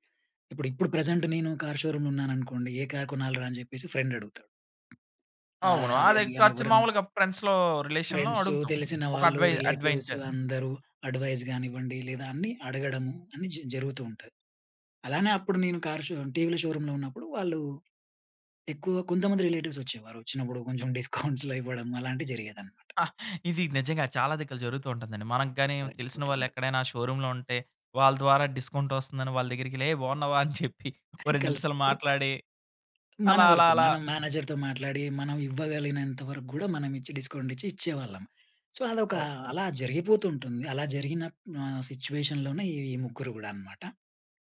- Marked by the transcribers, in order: in English: "ప్రజెంట్"; in English: "షోరూమ్‌లో"; in English: "ఫ్రెండ్"; other background noise; in English: "ఫ్రెండ్స్‌లో రిలేషన్‌లో"; in English: "ఫ్రెండ్స్"; in English: "అడ్వెంచర్"; in English: "రిలేటివ్స్"; in English: "అడ్వైస్"; in English: "షోరూమ్‌లో"; in English: "రిలేటివ్స్"; in English: "డిస్కౌంట్స్‌లో"; chuckle; other noise; in English: "షోరూమ్‌లో"; in English: "డిస్కౌంట్"; chuckle; in English: "మేనేజర్‌తో"; in English: "డిస్కౌంట్"; in English: "సో"; in English: "సిచ్యుయేషన్‌లోనే"
- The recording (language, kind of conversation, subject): Telugu, podcast, విఫలమైన తర్వాత మీరు తీసుకున్న మొదటి చర్య ఏమిటి?